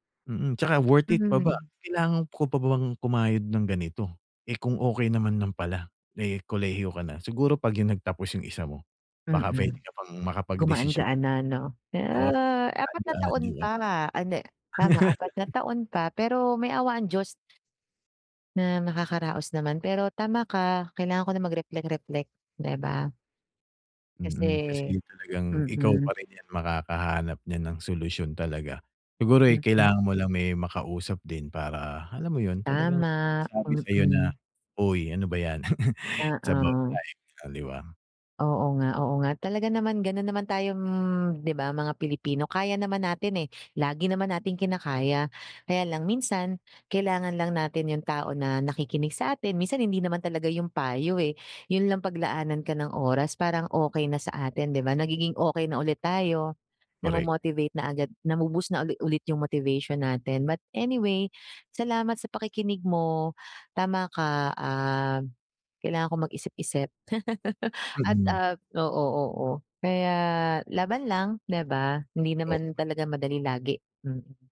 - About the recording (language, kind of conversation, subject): Filipino, advice, Paano ako makakapagpahinga sa bahay kung marami akong distraksiyon?
- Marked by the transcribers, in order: tapping; laugh; laugh; other background noise; laugh